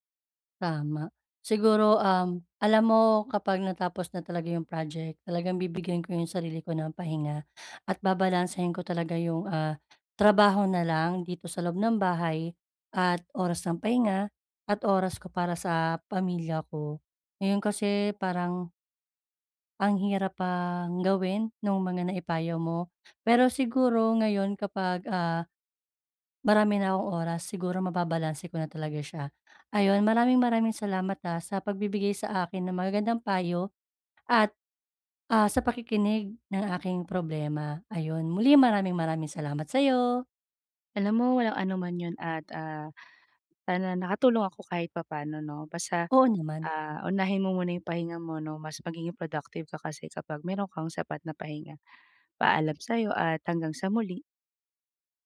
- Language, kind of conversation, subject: Filipino, advice, Paano ko mababalanse ang trabaho at oras ng pahinga?
- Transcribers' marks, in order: tapping; other background noise